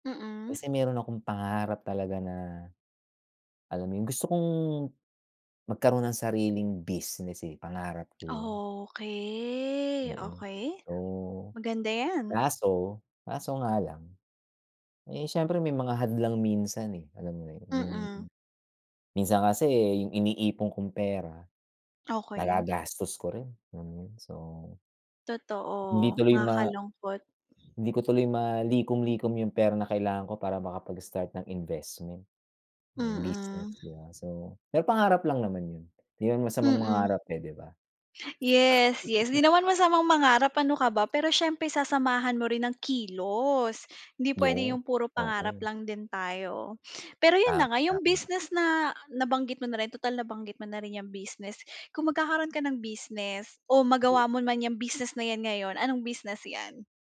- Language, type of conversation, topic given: Filipino, unstructured, Ano ang mga hadlang na madalas mong nararanasan sa pagtupad sa iyong mga pangarap?
- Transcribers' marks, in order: other background noise; tapping; drawn out: "Okey"; chuckle